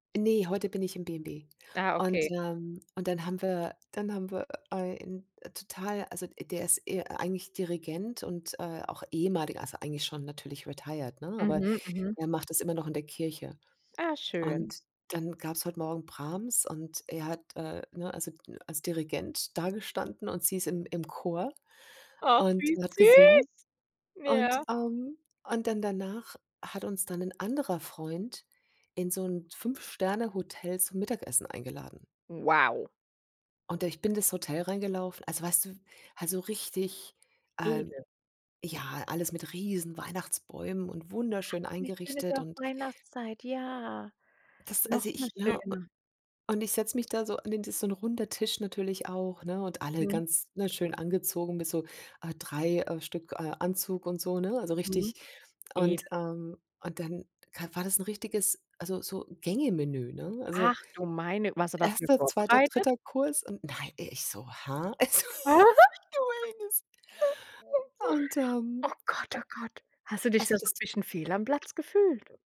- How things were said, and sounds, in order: in English: "retired"; tapping; joyful: "süß"; drawn out: "süß"; stressed: "Wow"; drawn out: "Ja"; joyful: "Aha"; other noise; laugh; chuckle; unintelligible speech
- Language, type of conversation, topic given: German, podcast, Wer hat dir auf Reisen die größte Gastfreundschaft gezeigt?